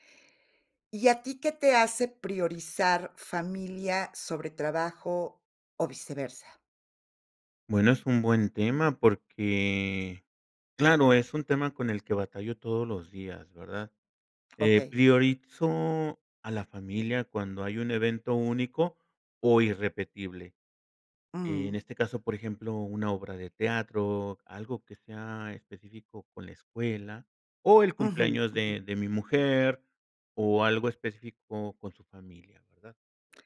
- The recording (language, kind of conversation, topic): Spanish, podcast, ¿Qué te lleva a priorizar a tu familia sobre el trabajo, o al revés?
- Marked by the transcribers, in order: none